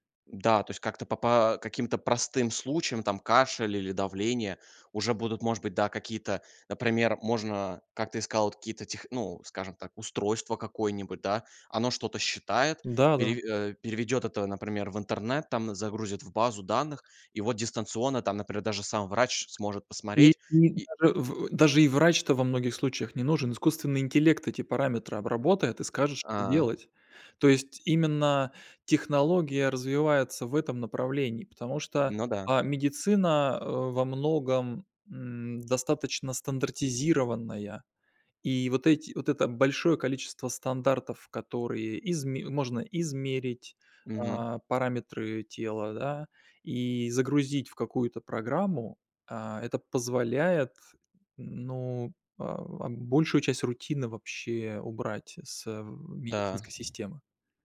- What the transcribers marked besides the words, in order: tapping
- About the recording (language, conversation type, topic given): Russian, podcast, Какие изменения принесут технологии в сфере здоровья и медицины?